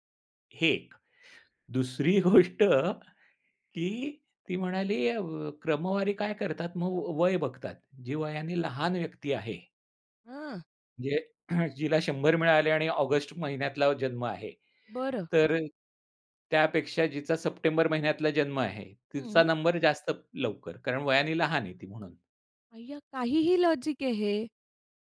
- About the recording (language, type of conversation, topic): Marathi, podcast, तणावात स्वतःशी दयाळूपणा कसा राखता?
- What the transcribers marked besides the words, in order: laughing while speaking: "गोष्ट"; throat clearing; surprised: "काहीही लॉजिक आहे हे"